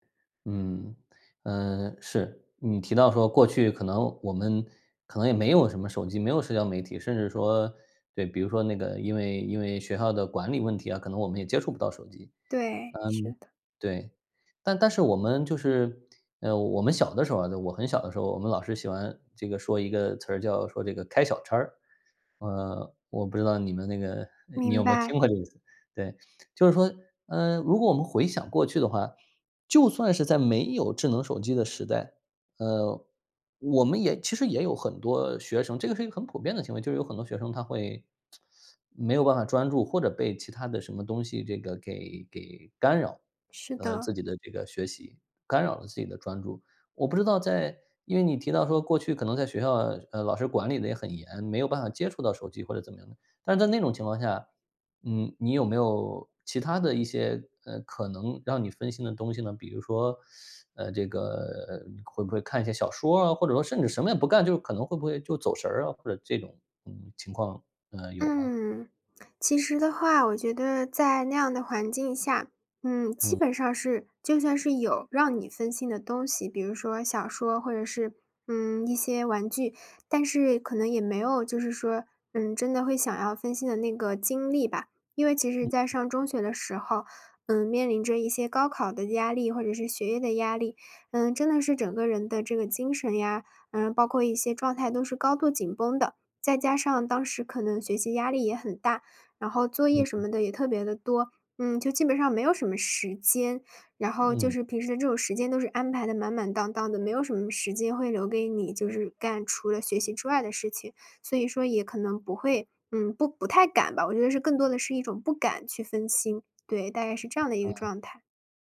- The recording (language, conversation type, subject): Chinese, advice, 社交媒体和手机如何不断分散你的注意力？
- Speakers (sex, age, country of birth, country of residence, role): female, 20-24, China, Germany, user; male, 35-39, China, Poland, advisor
- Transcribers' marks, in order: laughing while speaking: "听过"; teeth sucking; teeth sucking; other background noise